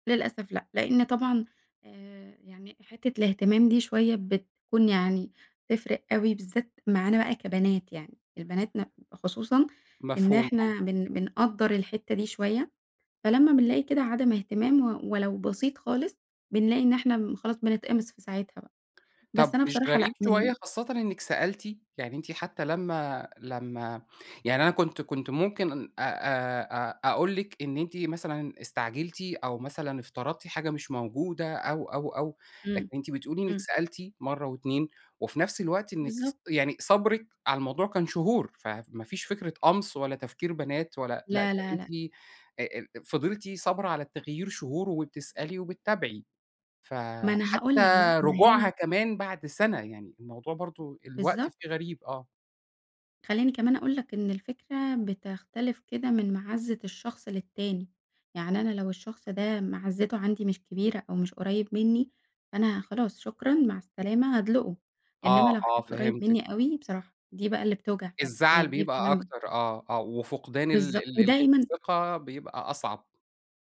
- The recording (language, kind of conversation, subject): Arabic, podcast, إزاي نعرف إن حد مش مهتم بينا بس مش بيقول كده؟
- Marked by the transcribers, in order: none